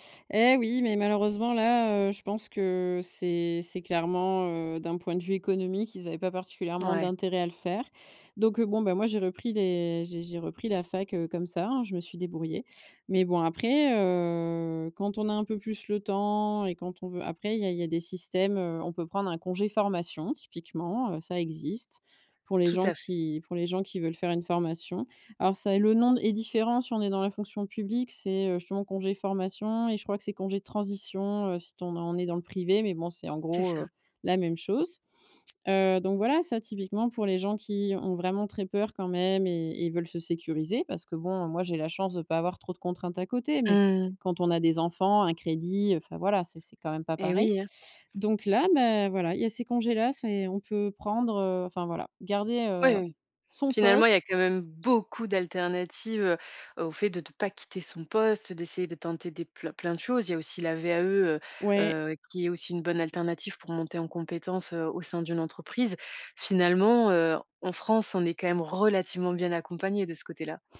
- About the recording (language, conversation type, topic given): French, podcast, Comment peut-on tester une idée de reconversion sans tout quitter ?
- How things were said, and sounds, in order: drawn out: "heu"; other background noise; stressed: "beaucoup"; tapping; stressed: "relativement"